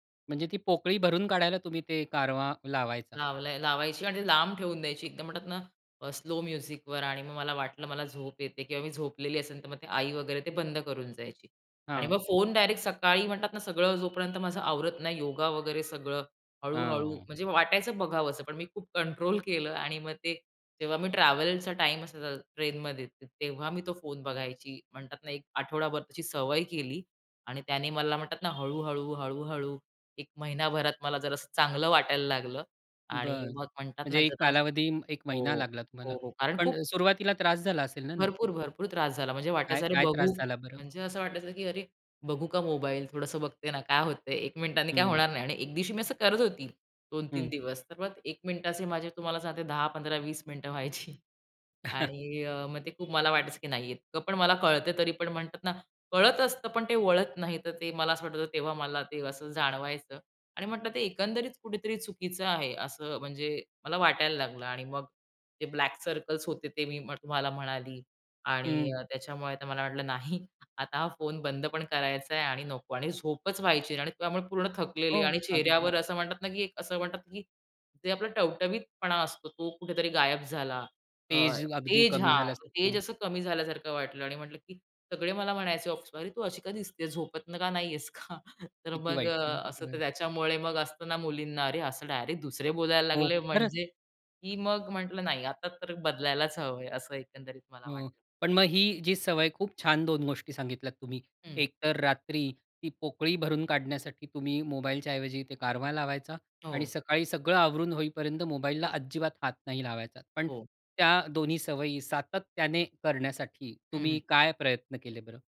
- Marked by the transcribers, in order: in English: "म्युझिकवर"; horn; tapping; other background noise; chuckle; laughing while speaking: "व्हायची"; laughing while speaking: "का?"
- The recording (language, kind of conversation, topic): Marathi, podcast, कोणत्या छोट्या सवयींमुळे तुम्हाला मोठा बदल जाणवला?